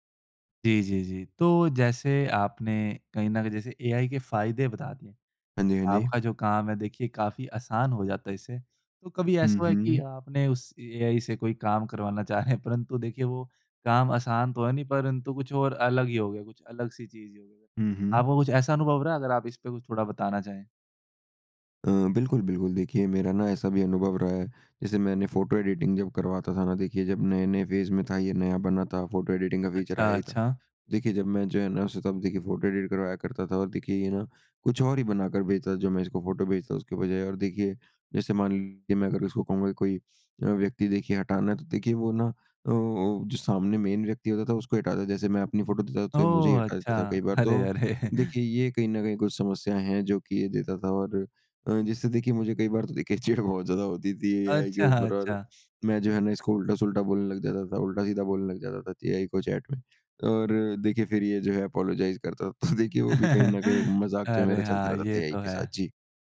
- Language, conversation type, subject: Hindi, podcast, एआई टूल्स को आपने रोज़मर्रा की ज़िंदगी में कैसे आज़माया है?
- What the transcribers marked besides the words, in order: in English: "एडिटिंग"; in English: "फेज़"; in English: "एडिटिंग"; in English: "फ़ीचर"; in English: "एडिट"; in English: "मेन"; laughing while speaking: "अरे, अरे!"; laughing while speaking: "चिढ़"; in English: "अपोलोजाइज़"; laughing while speaking: "तो"; chuckle